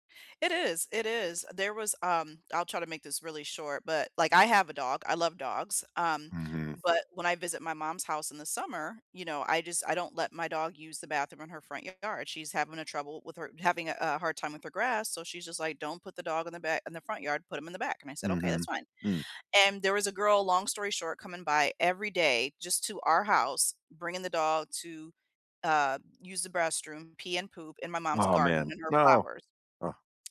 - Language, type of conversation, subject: English, unstructured, How do you deal with someone who refuses to apologize?
- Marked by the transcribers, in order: none